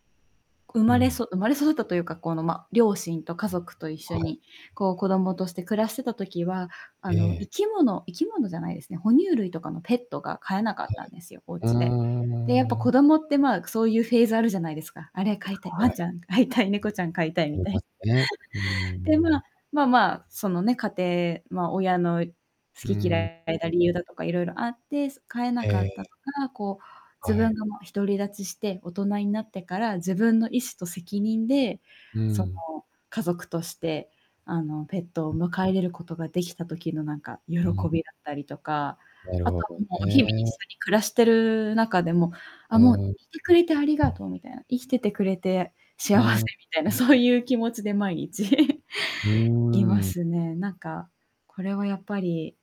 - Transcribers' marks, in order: static; distorted speech; laughing while speaking: "飼いたい、猫ちゃん飼いたいみたい"; chuckle; chuckle
- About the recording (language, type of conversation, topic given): Japanese, unstructured, あなたが「幸せだな」と感じる瞬間はいつですか？